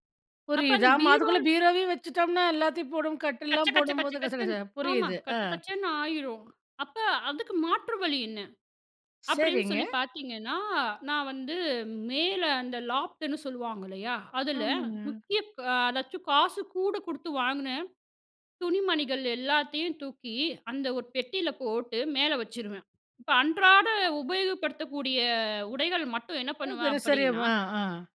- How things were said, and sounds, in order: unintelligible speech; tapping; in English: "லாப்ட்டுன்னு"
- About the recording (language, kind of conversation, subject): Tamil, podcast, சிறிய வீட்டை வசதியாக அமைக்க நீங்கள் என்னென்ன வழிகளை யோசிப்பீர்கள்?
- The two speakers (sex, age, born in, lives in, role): female, 35-39, India, India, guest; female, 40-44, India, India, host